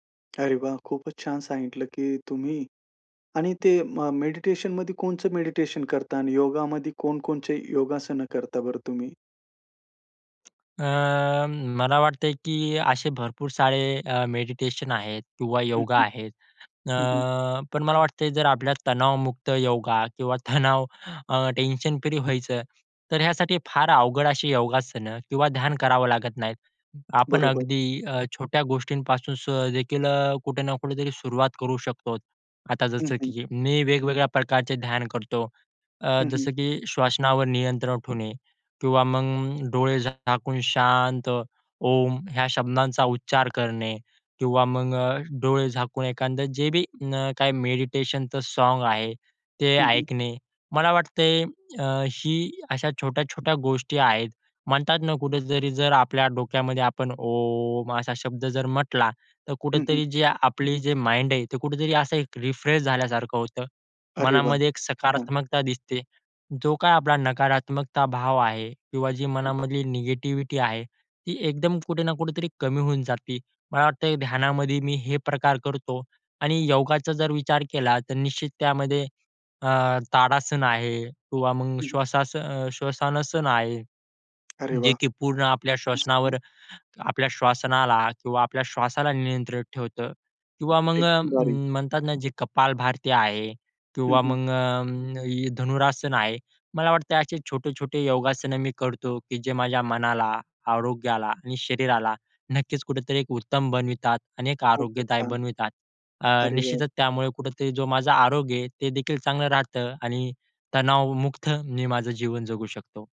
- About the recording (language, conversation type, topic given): Marathi, podcast, तणाव आल्यावर तुम्ही सर्वात आधी काय करता?
- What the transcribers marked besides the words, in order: tapping; "कोण-कोणते" said as "कोणचे"; drawn out: "अ"; laughing while speaking: "तणाव"; other background noise; in English: "साँग"; in English: "माइंड"; in English: "रिफ्रेश"; "श्वासासन" said as "श्वसनसण"